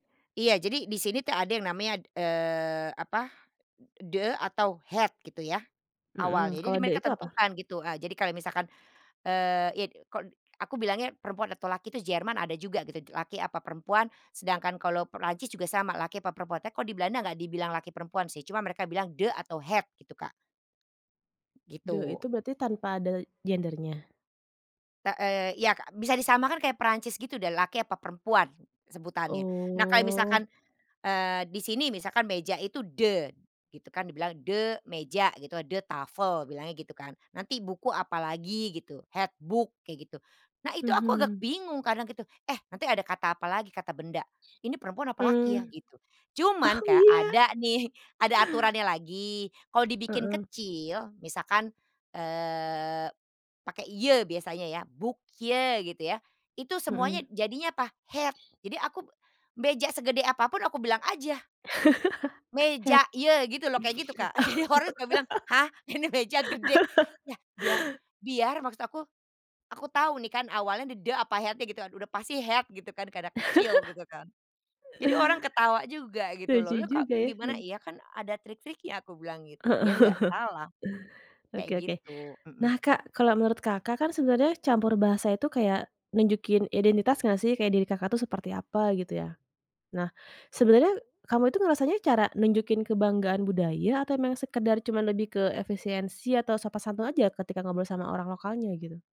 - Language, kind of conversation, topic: Indonesian, podcast, Pernahkah kamu memakai bahasa campur-campur karena hidup di dua budaya? Ceritakan pengalamannya.
- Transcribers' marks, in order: in Dutch: "de"; in Dutch: "het"; in Dutch: "de"; in Dutch: "de"; in Dutch: "het"; in Dutch: "De"; drawn out: "Oh"; in Dutch: "de"; in Dutch: "de"; in Dutch: "de tafel"; in Dutch: "het boek"; other background noise; in Dutch: "je"; in Dutch: "Boekje"; in Dutch: "Het"; chuckle; in Dutch: "Het"; in Dutch: "je"; laughing while speaking: "Jadi orang"; laugh; laughing while speaking: "ini"; in Dutch: "d de"; in Dutch: "het-nya"; in Dutch: "het"; chuckle; chuckle